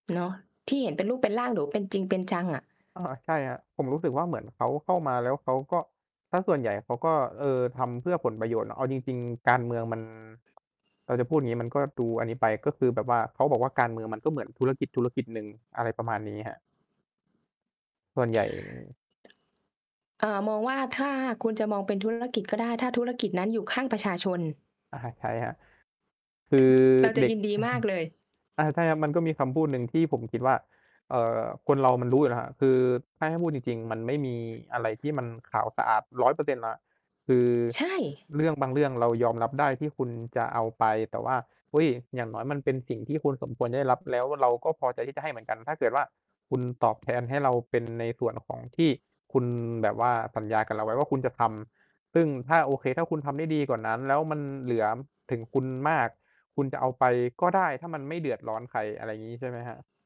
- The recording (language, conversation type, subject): Thai, unstructured, คุณคิดว่าประชาชนควรมีส่วนร่วมทางการเมืองมากแค่ไหน?
- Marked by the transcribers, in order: distorted speech; other background noise; tapping; chuckle